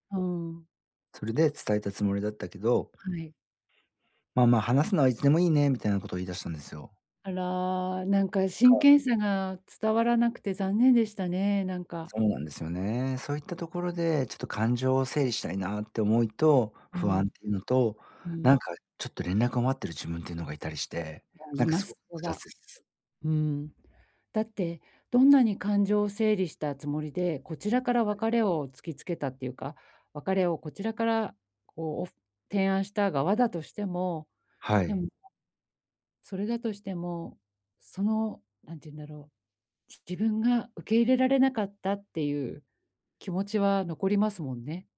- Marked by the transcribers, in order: other background noise; other noise
- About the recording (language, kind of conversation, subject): Japanese, advice, 引っ越しで生じた別れの寂しさを、どう受け止めて整理すればいいですか？